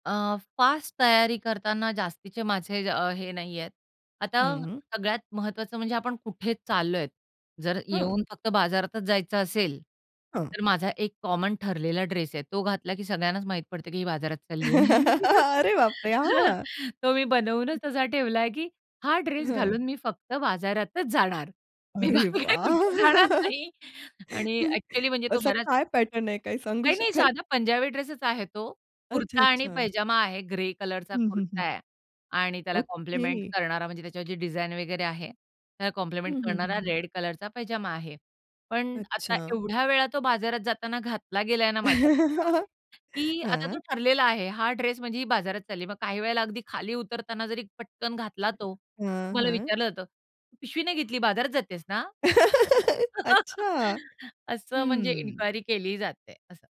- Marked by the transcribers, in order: in English: "कॉमन"; laugh; laughing while speaking: "अरे बाप रे! हां"; laugh; other background noise; laughing while speaking: "मी बाकी कुठे जाणार नाही"; laughing while speaking: "वाह!"; laughing while speaking: "शकाल?"; background speech; laugh; laugh; tapping; laugh
- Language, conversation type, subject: Marathi, podcast, दररोज कोणते कपडे घालायचे हे तुम्ही कसे ठरवता?